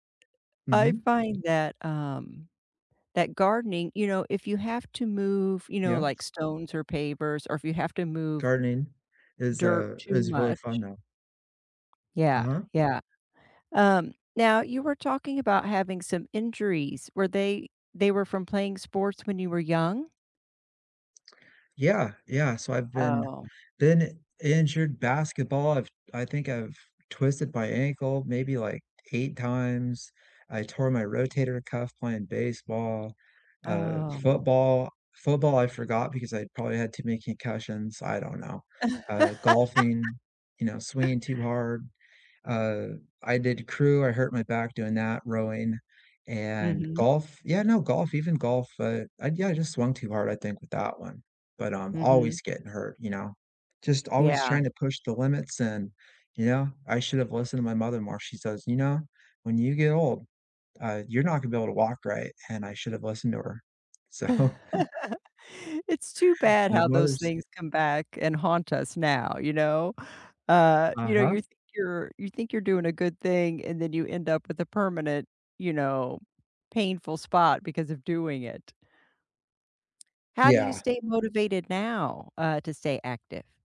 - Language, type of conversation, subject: English, unstructured, How has your approach to staying active changed across different stages of your life, and what helps you stay active now?
- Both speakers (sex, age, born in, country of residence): female, 55-59, United States, United States; male, 40-44, United States, United States
- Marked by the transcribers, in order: background speech; laugh; chuckle; laughing while speaking: "So"; tapping